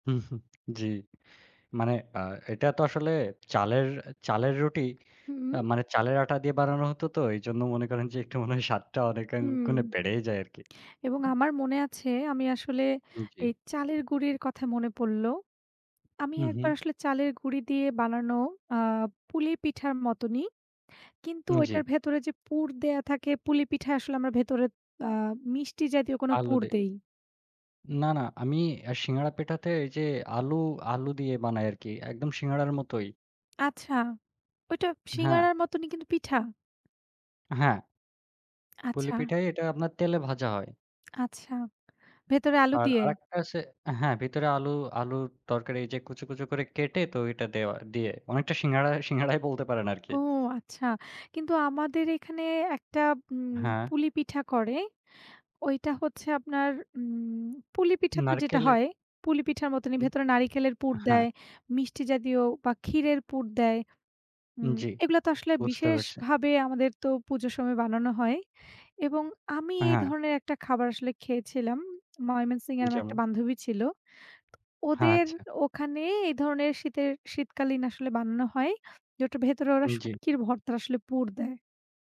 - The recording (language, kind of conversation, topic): Bengali, unstructured, তোমার প্রিয় উৎসবের খাবার কোনটি, আর সেটি তোমার কাছে কেন বিশেষ?
- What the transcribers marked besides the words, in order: laughing while speaking: "সিঙ্গাড়াই"